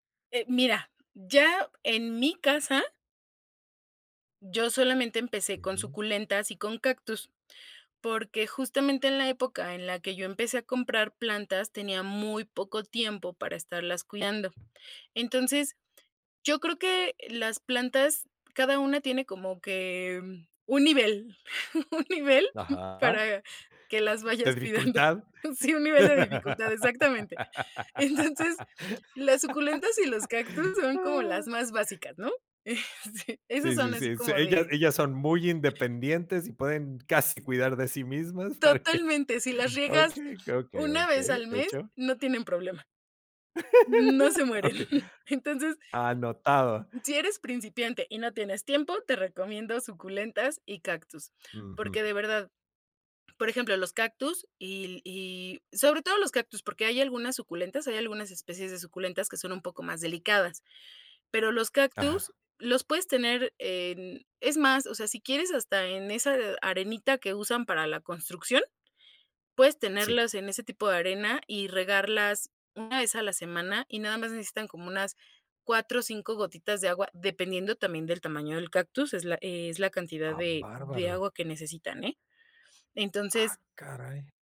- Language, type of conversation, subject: Spanish, podcast, ¿Qué descubriste al empezar a cuidar plantas?
- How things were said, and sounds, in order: giggle; laughing while speaking: "un nivel para que las … así como de"; "De dificultad" said as "dedrificultad"; laugh; laughing while speaking: "para que"; laugh; giggle; throat clearing